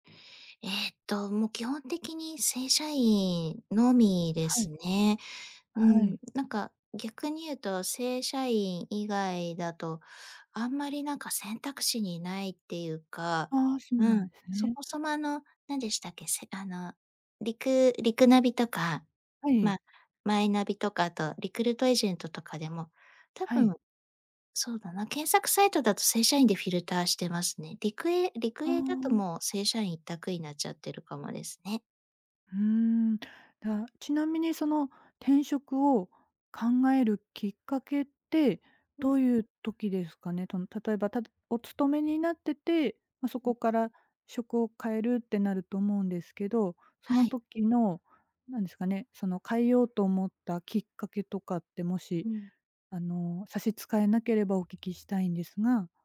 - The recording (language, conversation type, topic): Japanese, podcast, 転職を考え始めたとき、最初に何をしますか？
- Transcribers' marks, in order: none